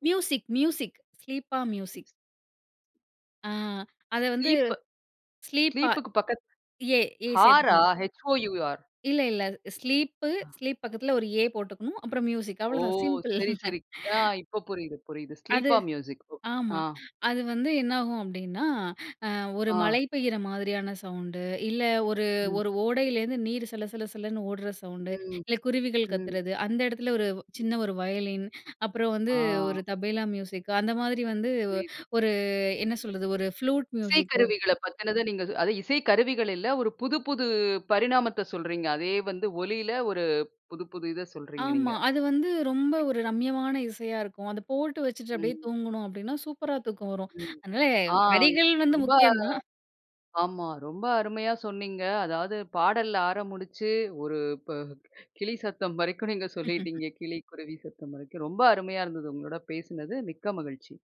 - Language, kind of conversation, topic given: Tamil, podcast, மன அமைதிக்காக கேட்க ஒரு பாடலை நீங்கள் பரிந்துரைக்க முடியுமா?
- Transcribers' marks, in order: in English: "ஸ்லீப்பா மியூசிக்ன்னு"; tsk; tsk; in English: "ஸ்லீப்பா ஏ, ஏ"; in English: "ஹாரா? ஹெச்-ஓ-யூ-ஆர்"; in English: "ஸ்லீப்பு, ஸ்லீப்"; in English: "ஏ"; other background noise; laughing while speaking: "அவ்வளதான் சிம்பிள்!"; in English: "ஸ்லீப்பா மியூசிக். ஓகே"; in English: "ஃப்ளூட் மியூசிக்கு!"; "ஆரம்பிச்சு" said as "ஆரம்புடிச்சு"; laugh